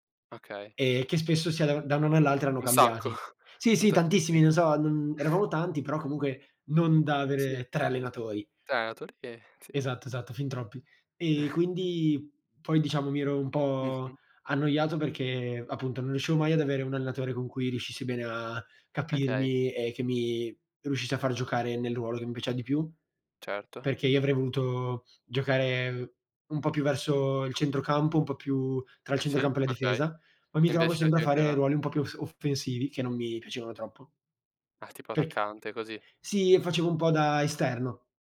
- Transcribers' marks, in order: chuckle; other background noise; chuckle; tapping
- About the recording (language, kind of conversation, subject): Italian, unstructured, Quali sport ti piacciono di più e perché?